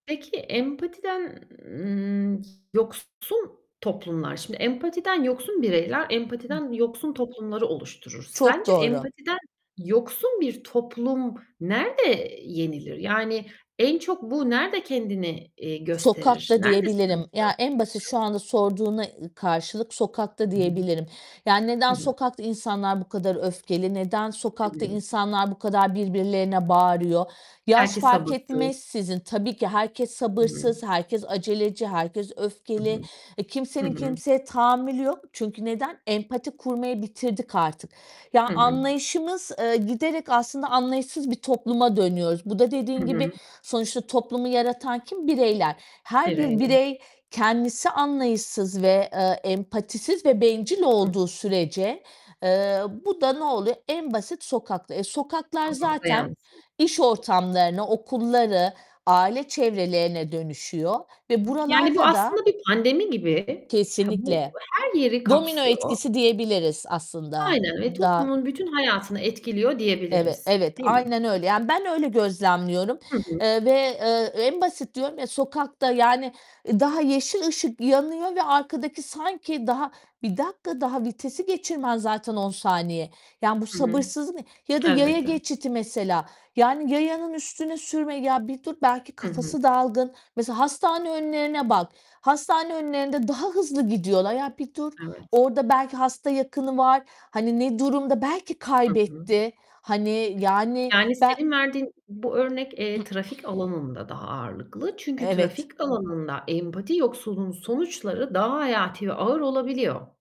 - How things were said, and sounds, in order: distorted speech; other background noise; tapping; unintelligible speech; unintelligible speech; unintelligible speech; throat clearing; static
- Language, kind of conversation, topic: Turkish, podcast, İletişiminde empatiye nasıl yer veriyorsun?